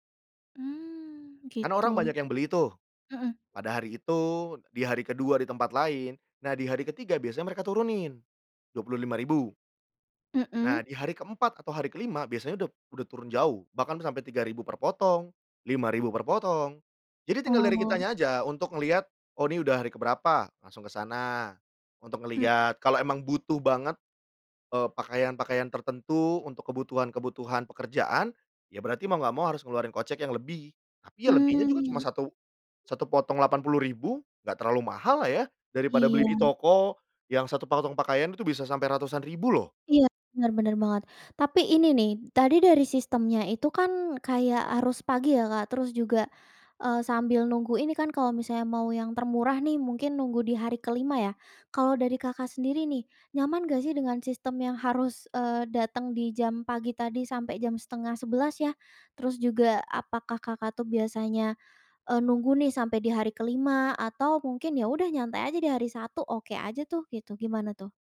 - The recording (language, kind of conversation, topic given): Indonesian, podcast, Bagaimana kamu tetap tampil gaya sambil tetap hemat anggaran?
- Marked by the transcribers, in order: none